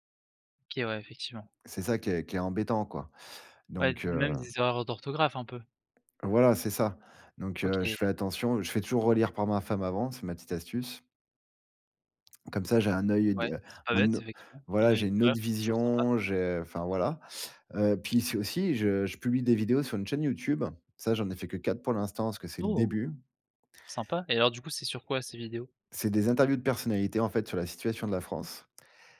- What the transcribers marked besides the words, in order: tapping
- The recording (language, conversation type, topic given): French, podcast, Comment gères-tu la peur du jugement avant de publier ?